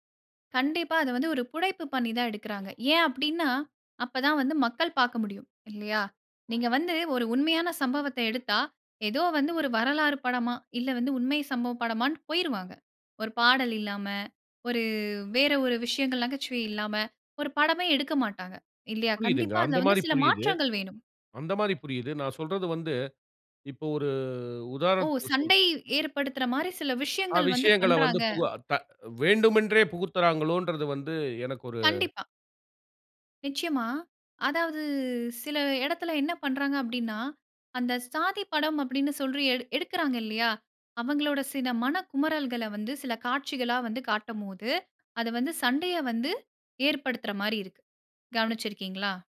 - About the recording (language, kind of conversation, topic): Tamil, podcast, ஊடகங்களில் சாதி மற்றும் சமூக அடையாளங்கள் எப்படிச் சித்தரிக்கப்படுகின்றன?
- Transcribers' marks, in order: "புனைப்பு" said as "புடைப்பு"; "சொல்லி" said as "சொல்ரி"